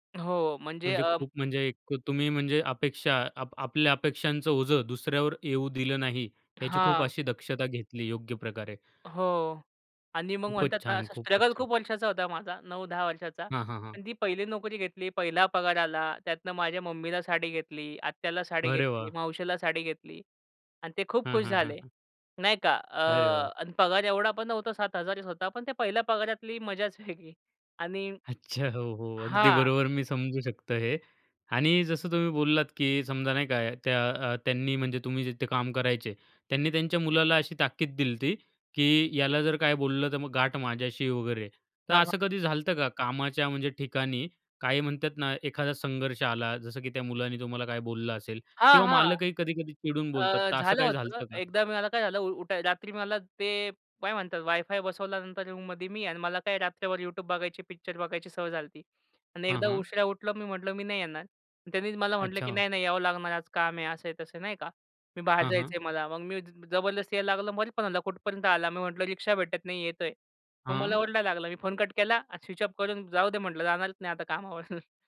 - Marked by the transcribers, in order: other background noise; in English: "स्ट्रगल"; in English: "स्विच ऑफ"; chuckle
- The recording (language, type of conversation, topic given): Marathi, podcast, पहिली नोकरी लागल्यानंतर तुम्हाला काय वाटलं?